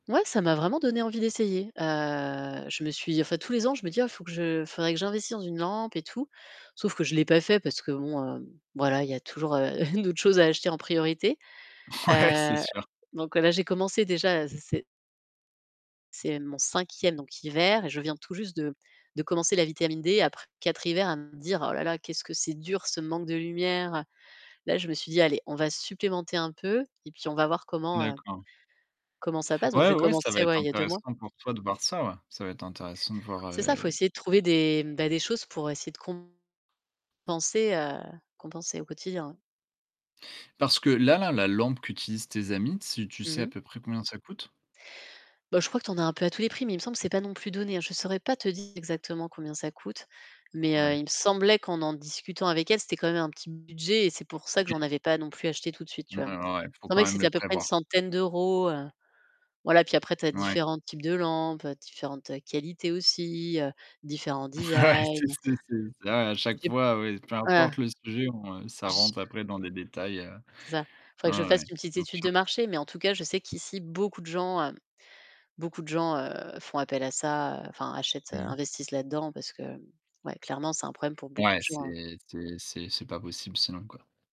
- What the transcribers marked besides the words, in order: chuckle; laughing while speaking: "Ouais"; unintelligible speech; distorted speech; drawn out: "et"; stressed: "là"; tapping; laughing while speaking: "Ouais"; drawn out: "designs"; stressed: "beaucoup"
- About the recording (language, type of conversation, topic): French, podcast, Qu’est-ce que la lumière change pour toi à la maison ?